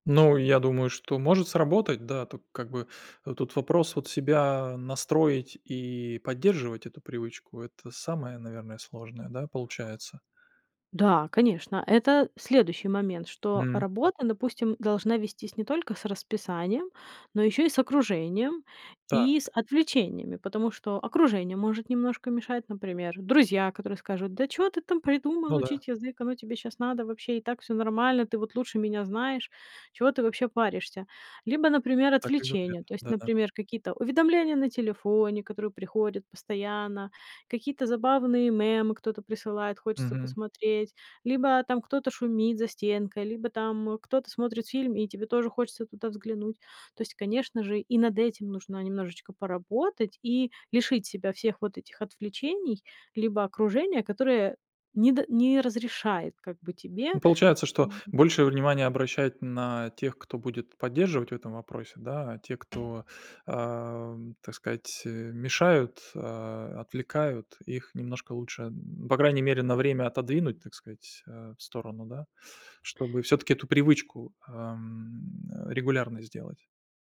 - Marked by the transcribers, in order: other background noise; tapping; door
- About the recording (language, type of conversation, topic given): Russian, advice, Почему вам трудно планировать и соблюдать распорядок дня?